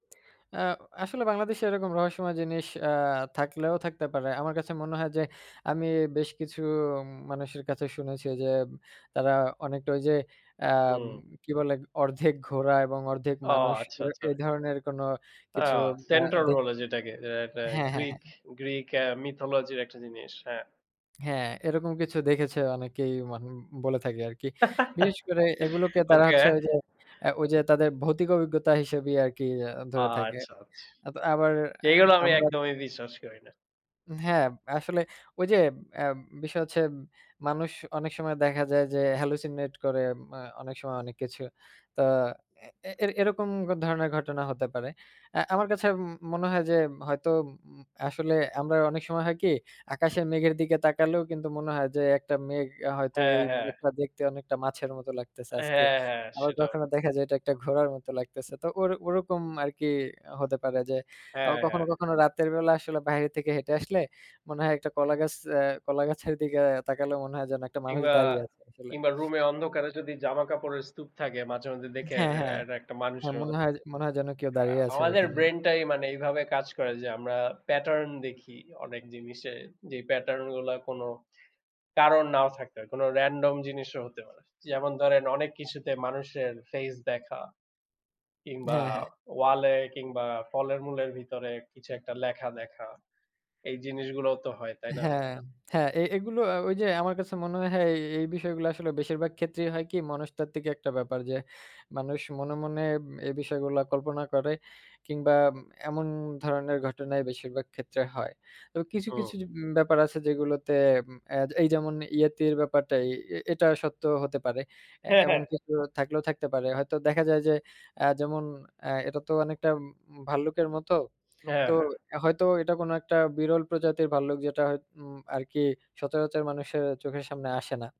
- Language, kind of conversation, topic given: Bengali, unstructured, রহস্যময় প্রাণী যেমন ইয়েতি বা লক নেসের দানব সম্পর্কে আপনার কোনো তত্ত্ব আছে কি?
- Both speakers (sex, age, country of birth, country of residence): male, 20-24, Bangladesh, Bangladesh; male, 25-29, Bangladesh, Bangladesh
- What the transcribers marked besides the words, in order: tapping; giggle; lip smack; lip smack; "হয়" said as "হায়"; tsk